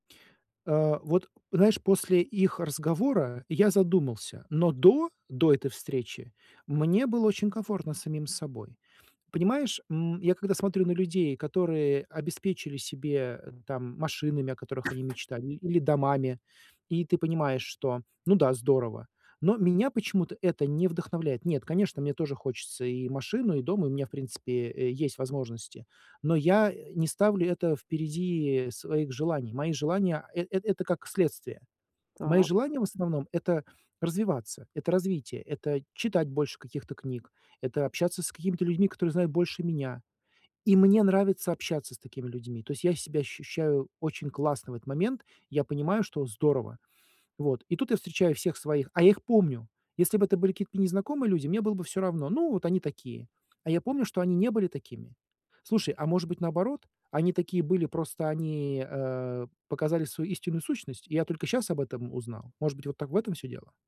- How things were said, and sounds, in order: tapping
- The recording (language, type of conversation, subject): Russian, advice, Как перестать сравнивать себя с общественными стандартами?